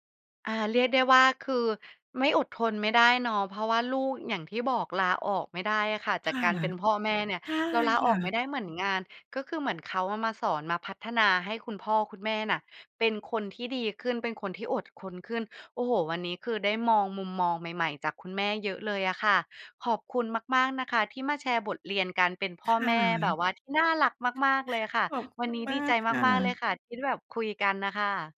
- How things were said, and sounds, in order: other background noise
- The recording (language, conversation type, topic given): Thai, podcast, บทเรียนสำคัญที่สุดที่การเป็นพ่อแม่สอนคุณคืออะไร เล่าให้ฟังได้ไหม?